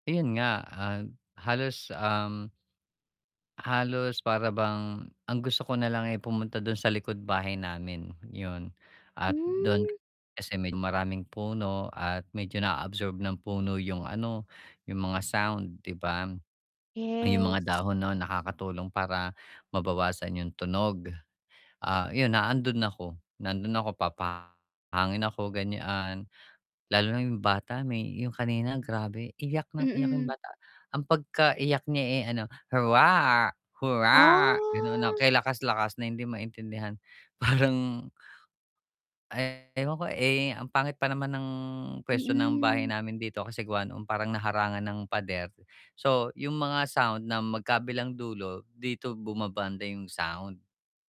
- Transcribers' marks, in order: static; tapping; swallow; distorted speech; drawn out: "Ah"
- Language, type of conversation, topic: Filipino, advice, Paano ako makakapagpahinga at makakapagrelaks sa bahay kahit abala ang isip ko?